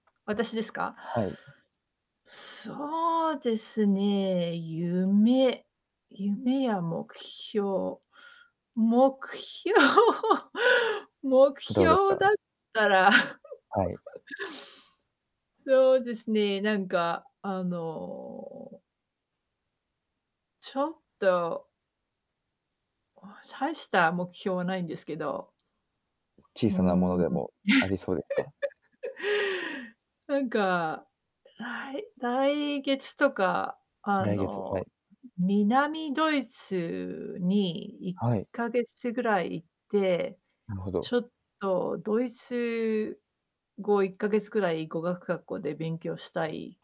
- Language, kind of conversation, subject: Japanese, unstructured, あなたの夢や目標は何ですか？
- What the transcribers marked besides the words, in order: static; other background noise; laughing while speaking: "目標 目標だったら"; laugh; laugh